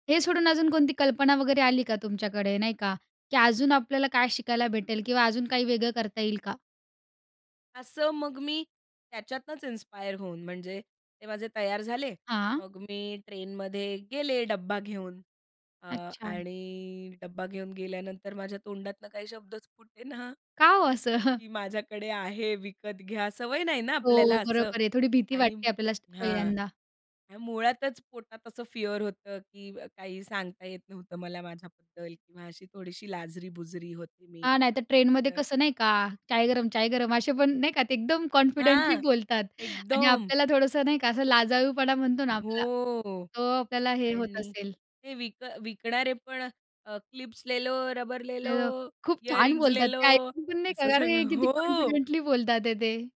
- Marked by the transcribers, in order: in English: "इन्स्पायर"; laughing while speaking: "फुटेना"; chuckle; in English: "फिअर"; in English: "कॉन्फिडेंटली"; in English: "क्लिप्स"; unintelligible speech; in English: "इयरिंग"; other background noise; in English: "कॉन्फिडेंटली"
- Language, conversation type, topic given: Marathi, podcast, संकल्पनेपासून काम पूर्ण होईपर्यंत तुमचा प्रवास कसा असतो?